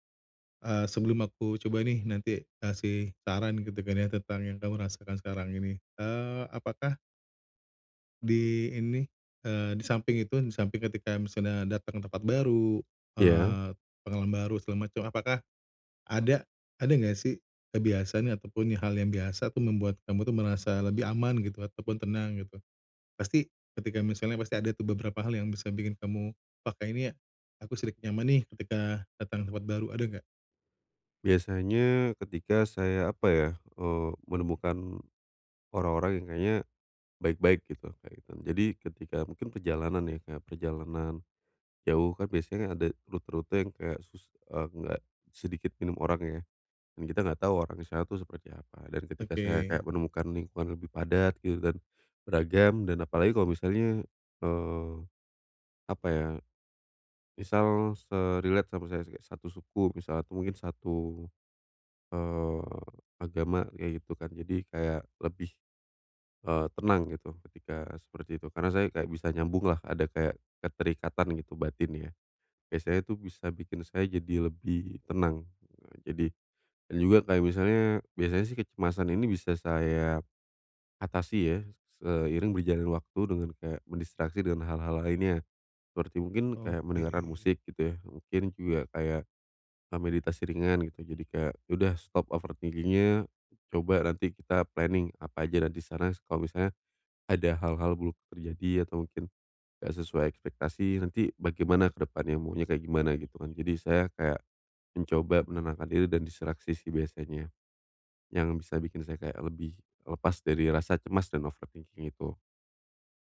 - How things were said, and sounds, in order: tapping; in English: "se-relate"; in English: "overthinking-nya"; in English: "planning"; in English: "overthinking"
- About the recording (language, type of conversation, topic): Indonesian, advice, Bagaimana cara mengatasi kecemasan dan ketidakpastian saat menjelajahi tempat baru?